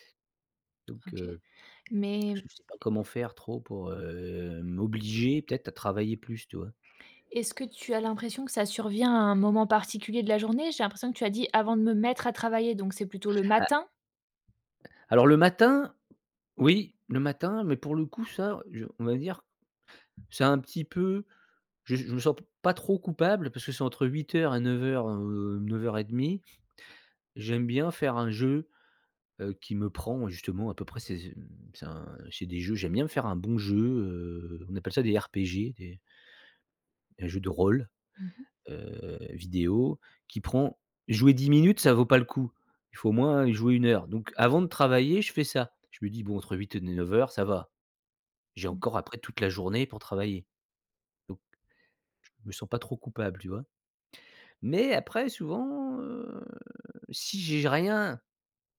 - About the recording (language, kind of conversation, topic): French, advice, Pourquoi est-ce que je me sens coupable de prendre du temps pour moi ?
- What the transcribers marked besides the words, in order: tapping; other background noise; stressed: "matin"; stressed: "rôle"; drawn out: "heu"